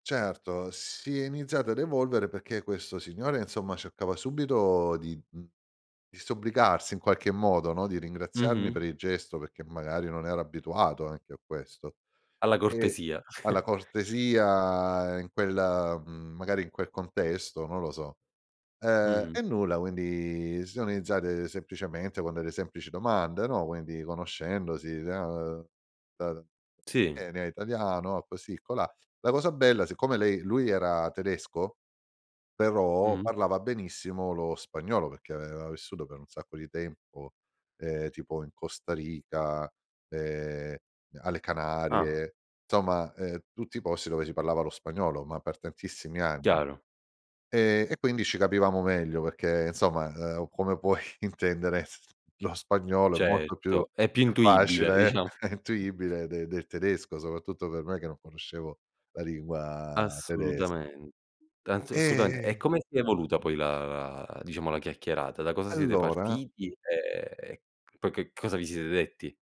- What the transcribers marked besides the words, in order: chuckle; other background noise; unintelligible speech; tapping; laughing while speaking: "puoi"; laughing while speaking: "e intuibile"; laughing while speaking: "diciamo"; chuckle; drawn out: "E"
- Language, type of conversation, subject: Italian, podcast, Mi racconti di una conversazione profonda che hai avuto con una persona del posto?